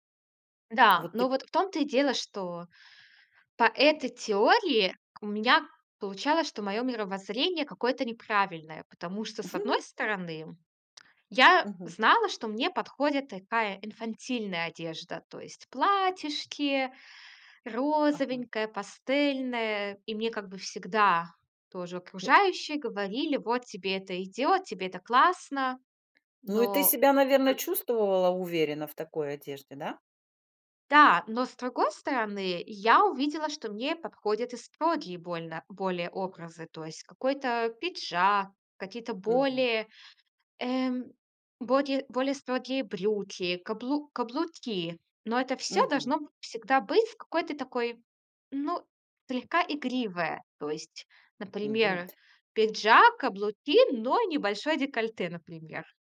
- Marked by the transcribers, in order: other background noise; tapping; other noise; tsk; chuckle
- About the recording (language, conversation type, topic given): Russian, podcast, Как выбирать одежду, чтобы она повышала самооценку?